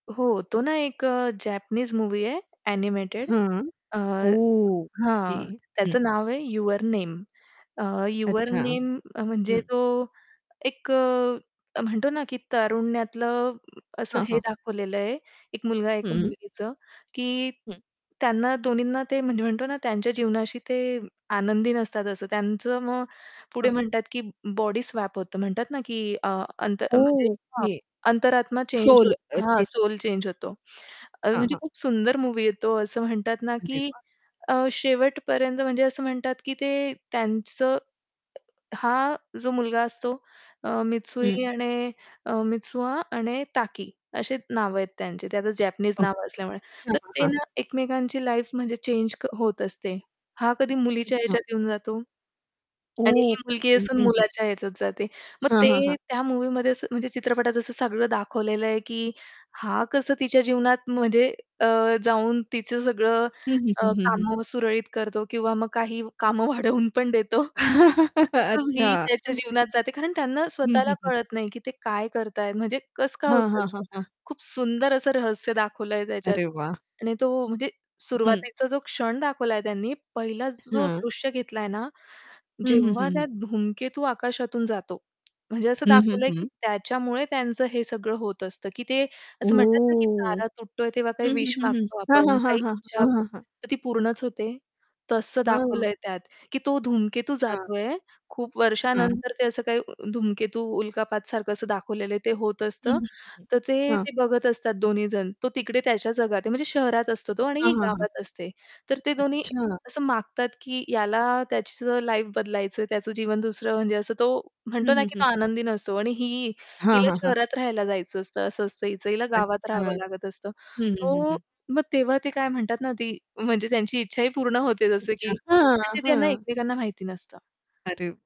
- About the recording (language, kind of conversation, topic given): Marathi, podcast, तुम्हाला कधी एखाद्या चित्रपटाने पाहताक्षणीच वेगळ्या जगात नेल्यासारखं वाटलं आहे का?
- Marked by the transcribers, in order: tapping; other background noise; in English: "स्वॅप"; in English: "सोल"; in English: "सोल"; laughing while speaking: "वाढवून पण देतो"; distorted speech; laughing while speaking: "अच्छा!"; other noise; static; surprised: "ओह!"; in English: "लाईफ"; in English: "सो"